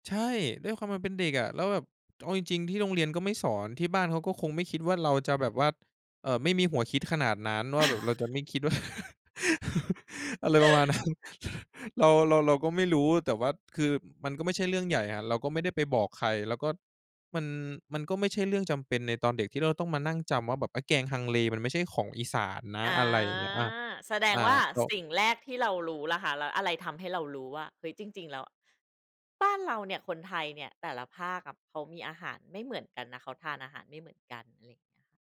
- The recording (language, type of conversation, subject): Thai, podcast, อาหารที่คุณเรียนรู้จากคนในบ้านมีเมนูไหนเด่นๆ บ้าง?
- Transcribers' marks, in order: chuckle; chuckle; laugh; chuckle